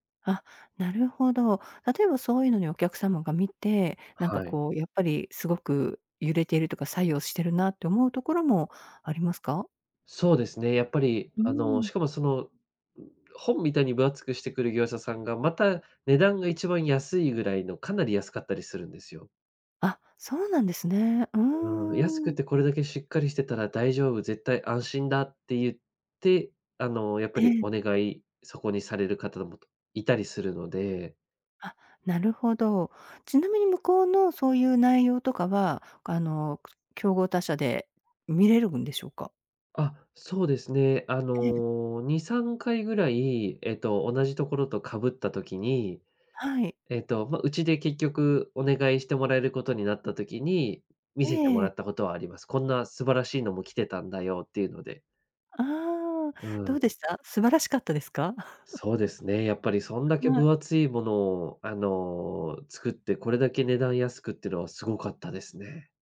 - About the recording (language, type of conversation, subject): Japanese, advice, 競合に圧倒されて自信を失っている
- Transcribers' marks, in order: other background noise; tapping; chuckle